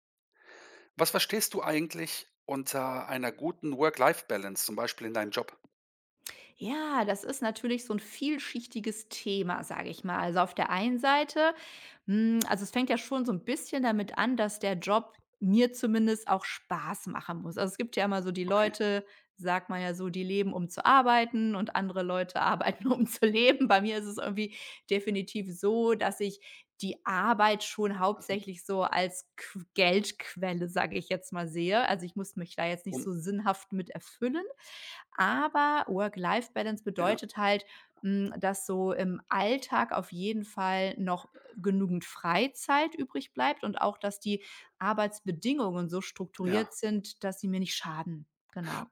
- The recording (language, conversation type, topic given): German, podcast, Wie findest du in deinem Job eine gute Balance zwischen Arbeit und Privatleben?
- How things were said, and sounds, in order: other background noise; laughing while speaking: "arbeiten, um zu leben"